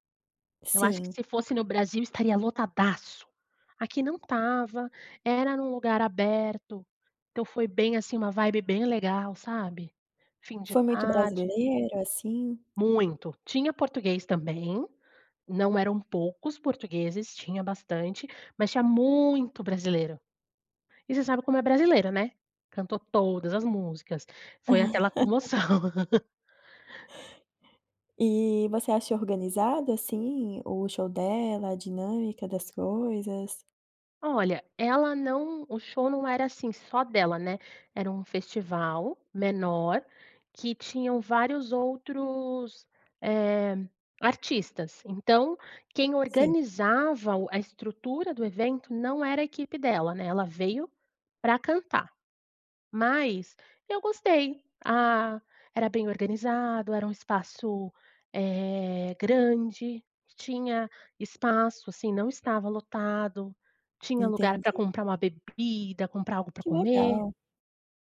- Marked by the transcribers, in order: laugh; giggle
- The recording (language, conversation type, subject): Portuguese, podcast, Qual foi o show ao vivo que mais te marcou?
- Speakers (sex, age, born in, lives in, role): female, 25-29, Brazil, Belgium, host; female, 30-34, Brazil, Portugal, guest